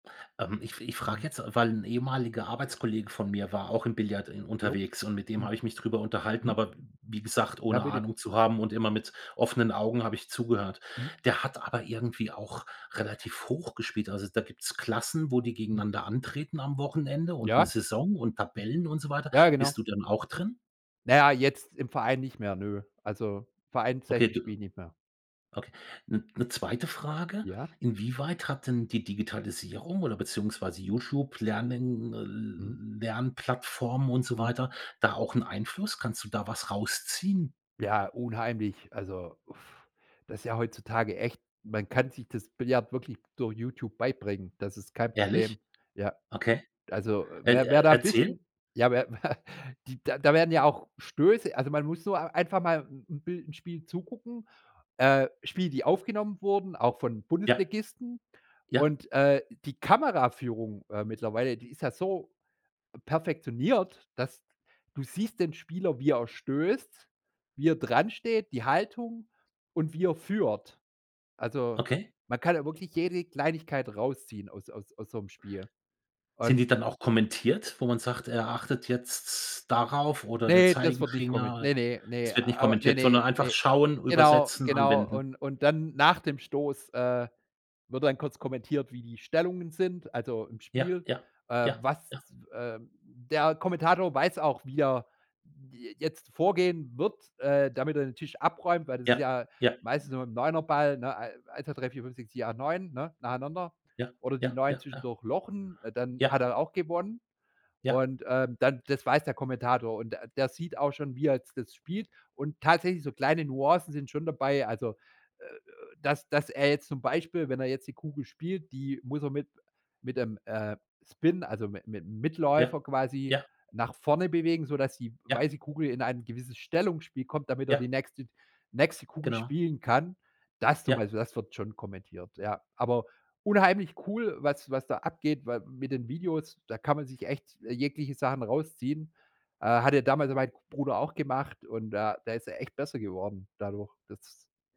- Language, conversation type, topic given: German, podcast, Wie hast du dir allein eine neue Fähigkeit beigebracht?
- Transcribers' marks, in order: laughing while speaking: "wer"; chuckle; other background noise